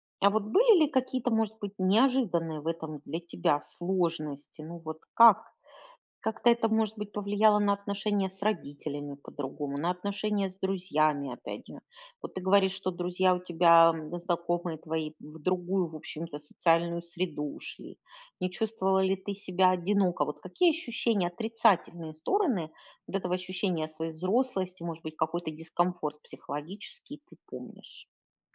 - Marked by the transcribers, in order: none
- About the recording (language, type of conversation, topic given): Russian, podcast, Когда ты впервые почувствовал(а) взрослую ответственность?